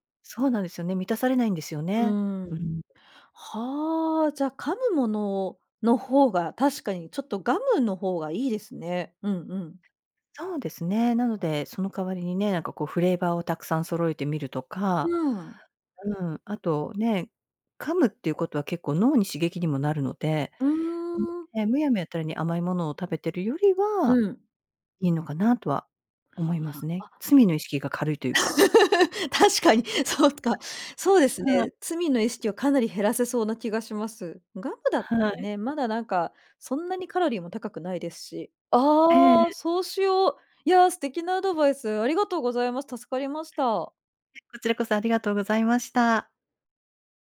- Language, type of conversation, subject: Japanese, advice, 食生活を改善したいのに、間食やジャンクフードをやめられないのはどうすればいいですか？
- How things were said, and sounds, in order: in English: "フレーバー"; laugh; laughing while speaking: "確かに。そうか"; other noise